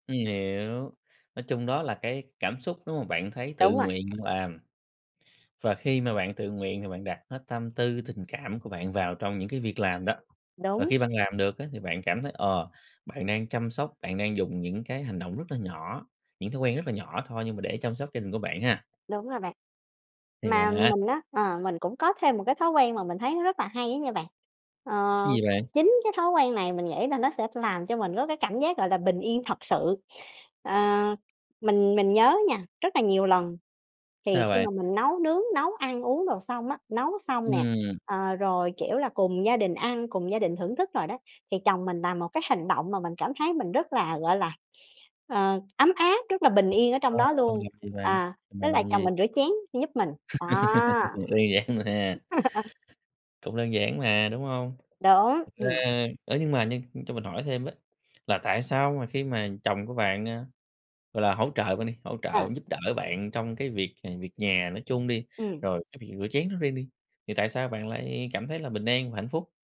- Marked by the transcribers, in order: horn; other background noise; tapping; laugh; laugh
- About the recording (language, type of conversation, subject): Vietnamese, podcast, Bạn có thói quen nào trong bếp giúp bạn thấy bình yên?